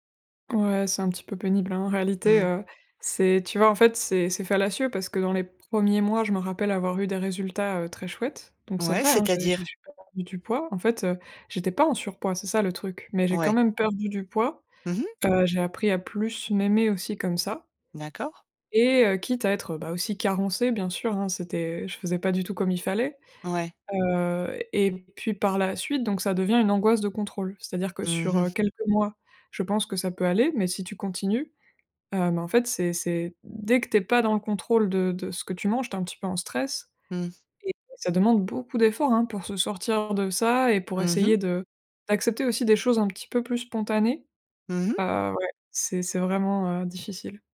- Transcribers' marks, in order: other background noise; tapping
- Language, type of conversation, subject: French, advice, Comment expliquer une rechute dans une mauvaise habitude malgré de bonnes intentions ?